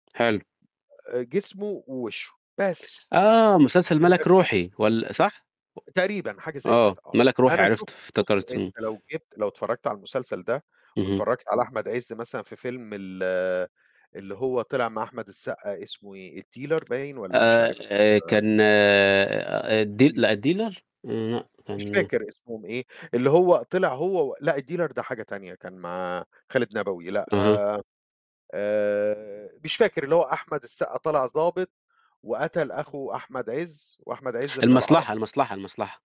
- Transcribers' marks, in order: tapping; unintelligible speech; static
- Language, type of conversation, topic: Arabic, unstructured, هل بتفتكر إن المنتجين بيضغطوا على الفنانين بطرق مش عادلة؟